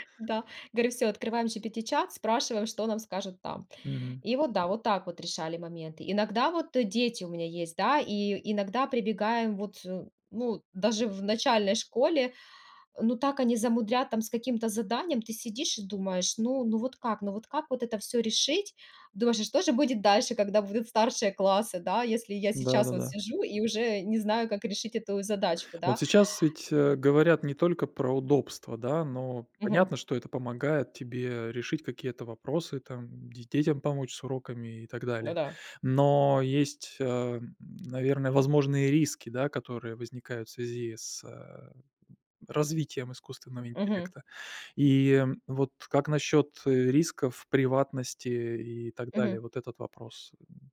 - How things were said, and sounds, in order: grunt
- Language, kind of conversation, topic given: Russian, podcast, Как вы относитесь к использованию ИИ в быту?